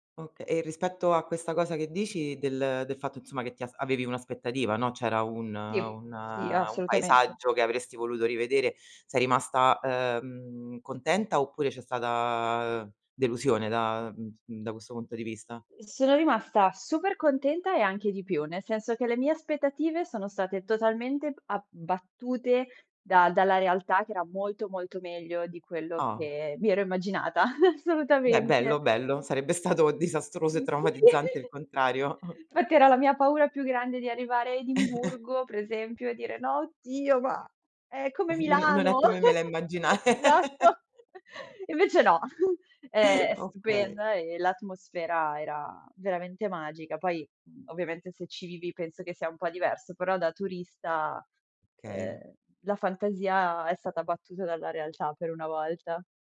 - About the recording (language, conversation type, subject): Italian, podcast, Puoi raccontarmi di un viaggio che ti ha cambiato la vita?
- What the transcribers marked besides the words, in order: "Okay" said as "oka"; other background noise; laughing while speaking: "stato disastroso"; giggle; laughing while speaking: "solutamente. Mh, sì"; "Assolutamente" said as "solutamente"; giggle; chuckle; chuckle; chuckle; giggle; laughing while speaking: "Esatto"; chuckle; "Okay" said as "kay"